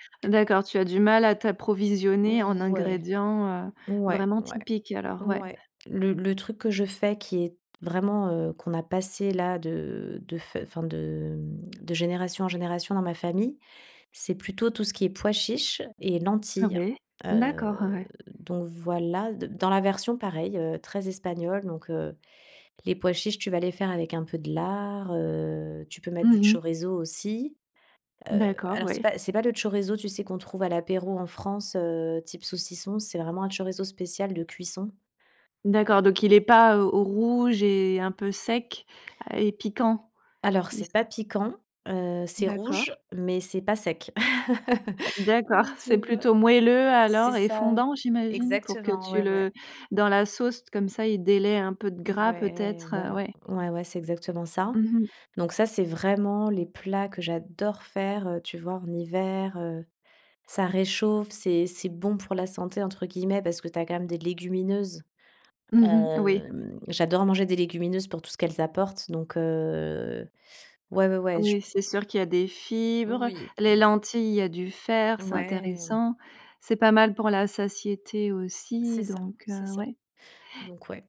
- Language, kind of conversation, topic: French, podcast, Quelles recettes se transmettent chez toi de génération en génération ?
- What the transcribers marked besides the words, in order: drawn out: "Ouais"; drawn out: "de"; lip smack; drawn out: "Heu"; drawn out: "rouge"; drawn out: "heu"; laugh; stressed: "vraiment"; stressed: "j'adore"; drawn out: "Hem"; drawn out: "heu"; drawn out: "Ouais"